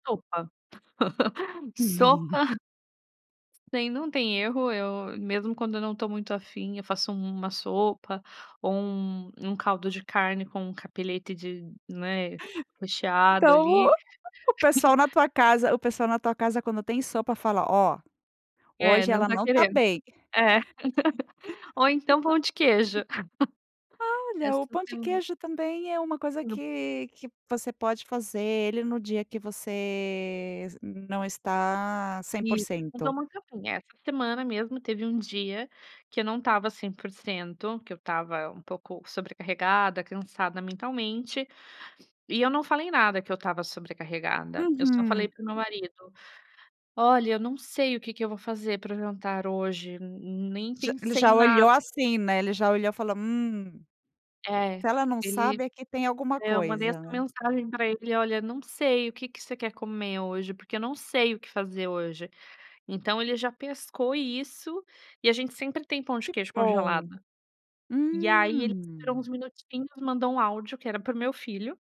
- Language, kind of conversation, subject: Portuguese, podcast, Por que você gosta de cozinhar?
- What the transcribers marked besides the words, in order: chuckle; in Italian: "cappeletti"; chuckle; laugh; chuckle; unintelligible speech